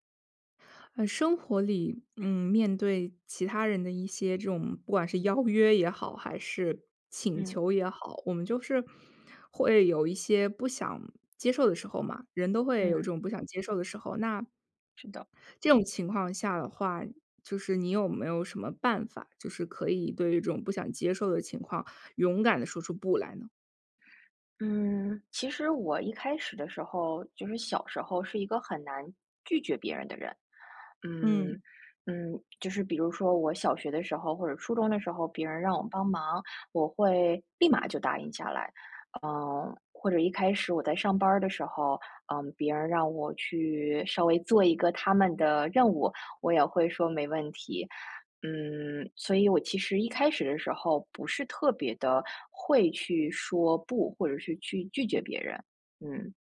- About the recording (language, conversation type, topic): Chinese, podcast, 你是怎么学会说“不”的？
- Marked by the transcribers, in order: none